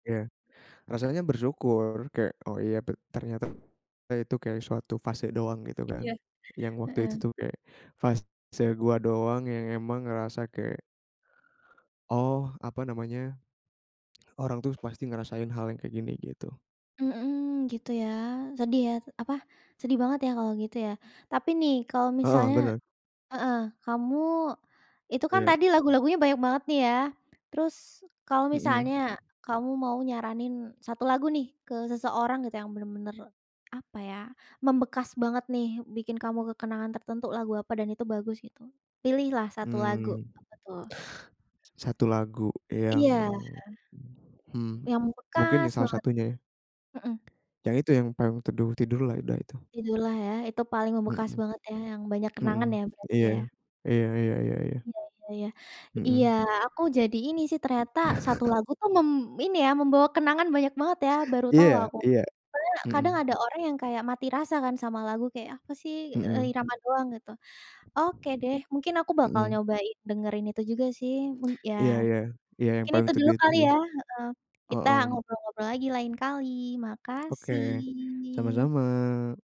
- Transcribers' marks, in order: tapping; other background noise; chuckle; background speech
- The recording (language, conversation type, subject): Indonesian, podcast, Apa lagu yang selalu mengingatkan kamu pada kenangan tertentu?